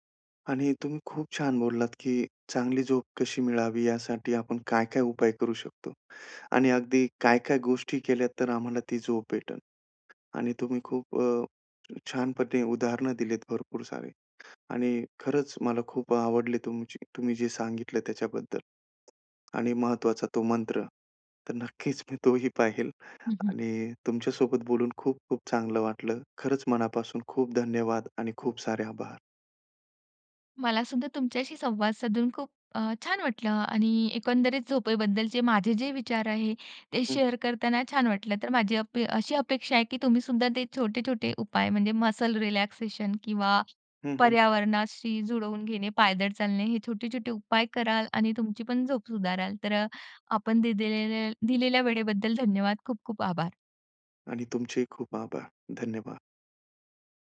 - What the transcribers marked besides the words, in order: other background noise; laughing while speaking: "नक्कीच"; in English: "शेअर"; in English: "मसल रिलॅक्सेशन"
- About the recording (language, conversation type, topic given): Marathi, podcast, चांगली झोप कशी मिळवायची?